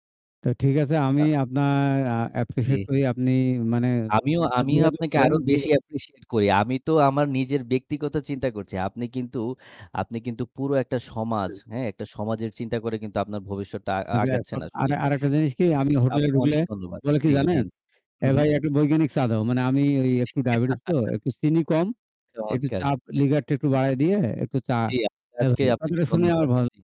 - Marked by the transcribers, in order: static; in English: "appreciate"; in English: "appreciate"; unintelligible speech; chuckle; unintelligible speech
- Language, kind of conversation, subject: Bengali, unstructured, তোমার ভবিষ্যতের স্বপ্নগুলো কী?